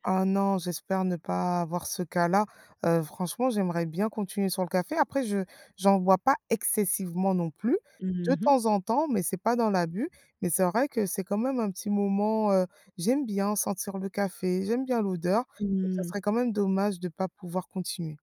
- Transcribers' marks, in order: stressed: "excessivement"
- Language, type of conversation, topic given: French, podcast, Qu'est-ce qui te plaît quand tu partages un café avec quelqu'un ?